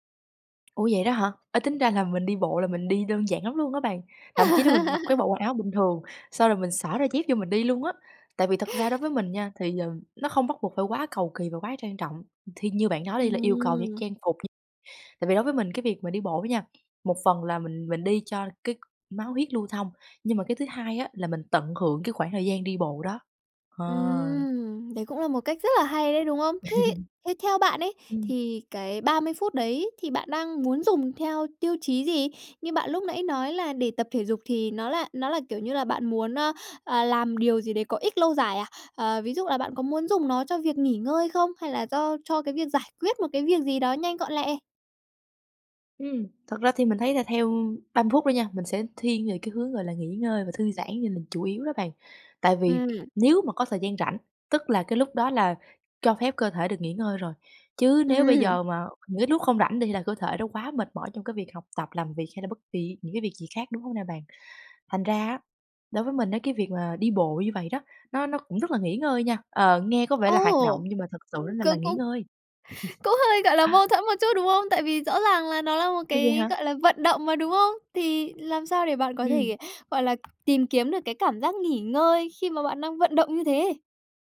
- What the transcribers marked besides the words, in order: other background noise; laugh; laugh; unintelligible speech; tapping; laugh; sniff; laugh; unintelligible speech
- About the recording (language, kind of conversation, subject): Vietnamese, podcast, Nếu chỉ có 30 phút rảnh, bạn sẽ làm gì?